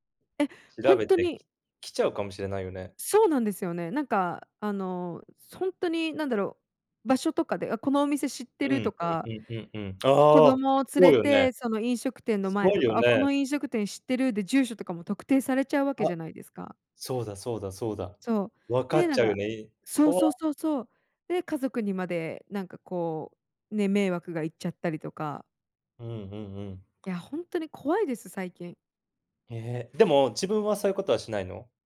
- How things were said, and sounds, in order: none
- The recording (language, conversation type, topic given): Japanese, unstructured, SNSでの誹謗中傷はどうすれば減らせると思いますか？